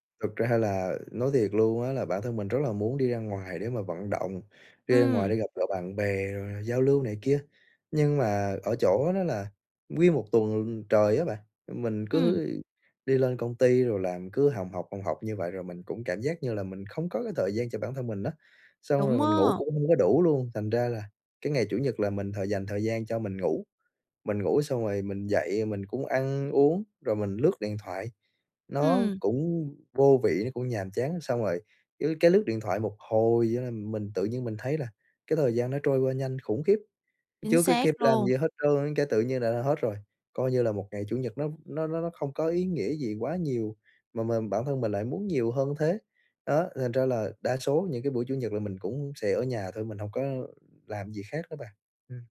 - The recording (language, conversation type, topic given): Vietnamese, advice, Làm sao để dành thời gian nghỉ ngơi cho bản thân mỗi ngày?
- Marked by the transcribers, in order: other background noise